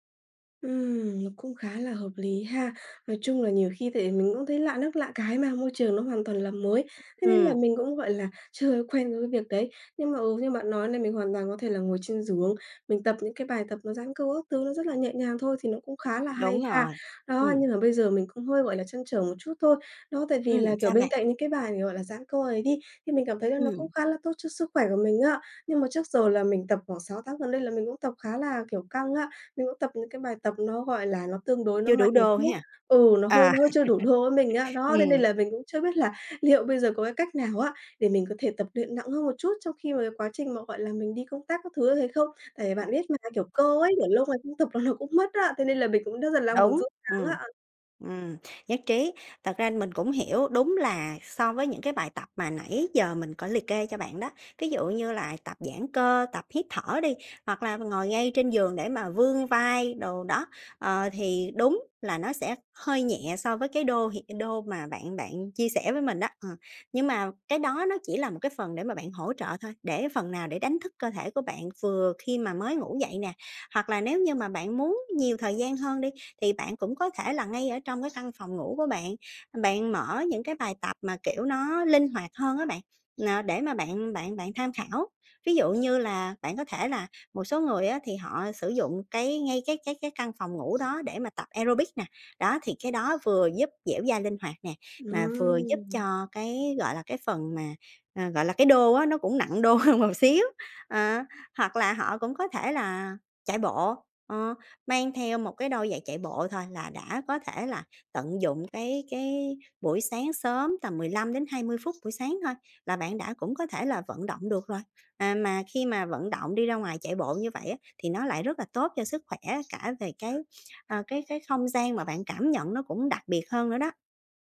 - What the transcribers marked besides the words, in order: other background noise; horn; laugh; tapping; laughing while speaking: "là"; in English: "aerobic"; laughing while speaking: "hơn một"
- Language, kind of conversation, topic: Vietnamese, advice, Làm sao để không quên thói quen khi thay đổi môi trường hoặc lịch trình?